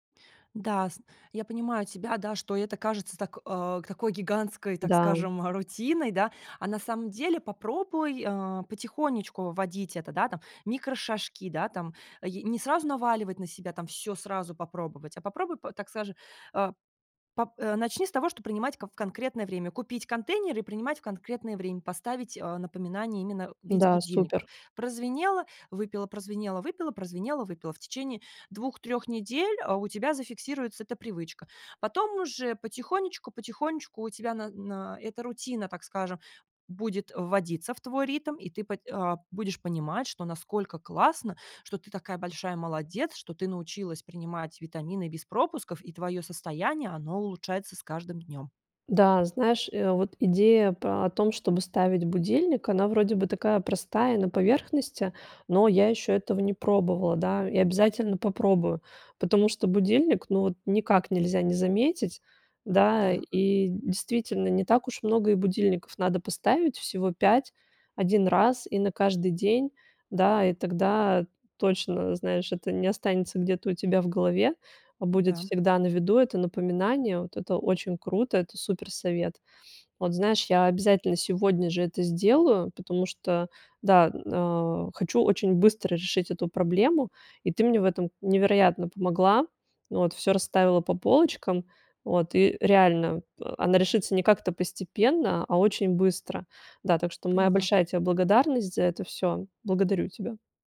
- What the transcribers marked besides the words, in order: "скажем" said as "саже"
- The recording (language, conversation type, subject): Russian, advice, Как справиться с забывчивостью и нерегулярным приёмом лекарств или витаминов?